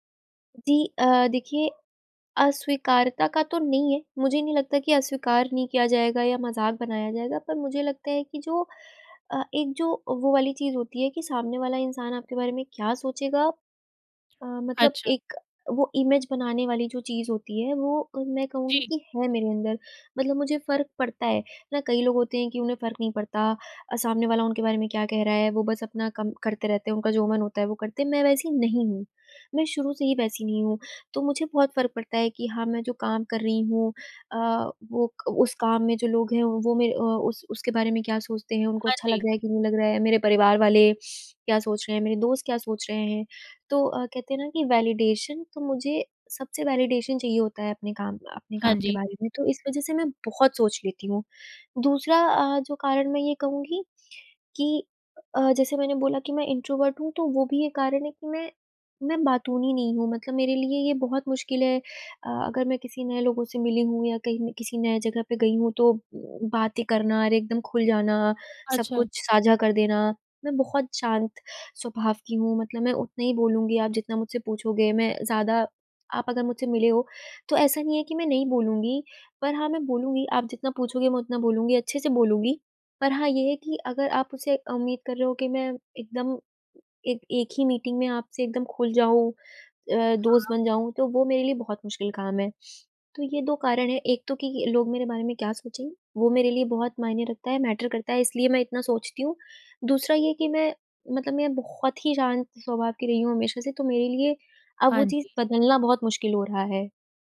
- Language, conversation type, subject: Hindi, advice, क्या मुझे नए समूह में स्वीकार होने के लिए अपनी रुचियाँ छिपानी चाहिए?
- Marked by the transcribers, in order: in English: "इमेज़"; in English: "वैलिडेशन"; in English: "वैलिडेशन"; in English: "इंट्रोवर्ट"; in English: "मैटर"